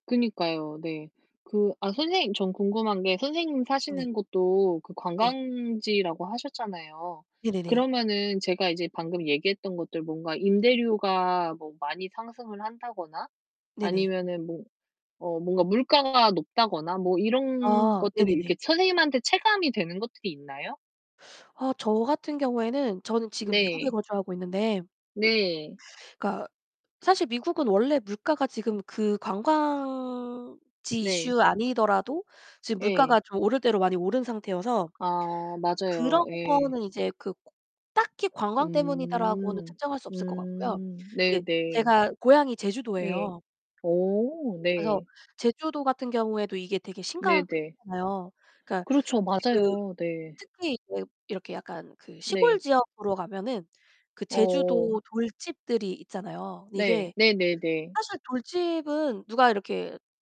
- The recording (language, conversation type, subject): Korean, unstructured, 관광객이 지역 주민에게 부담을 주는 상황에 대해 어떻게 생각하시나요?
- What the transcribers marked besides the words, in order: drawn out: "관광지"; tapping; distorted speech